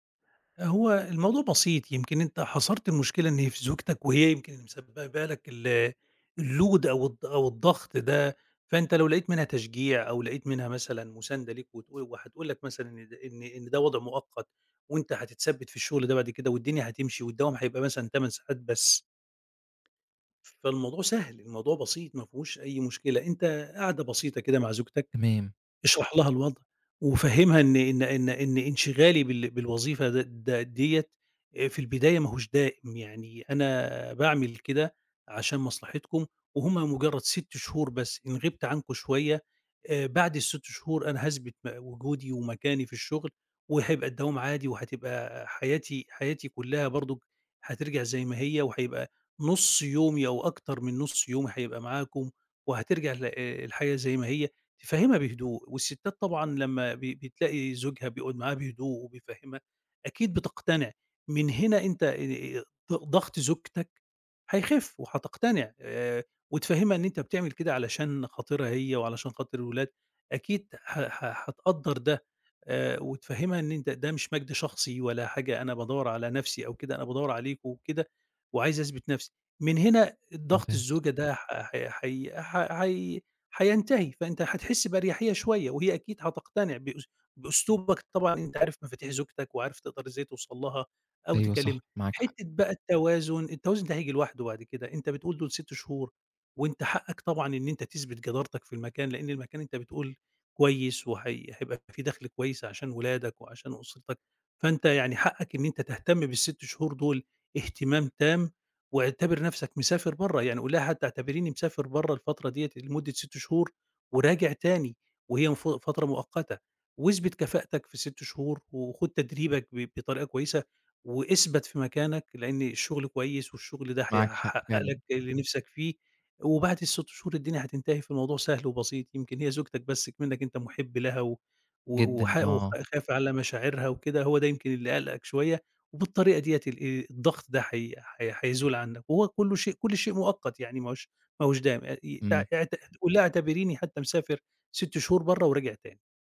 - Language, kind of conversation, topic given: Arabic, advice, إزاي بتحس إنك قادر توازن بين الشغل وحياتك مع العيلة؟
- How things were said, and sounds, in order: in English: "الLoad"; tapping; other background noise; unintelligible speech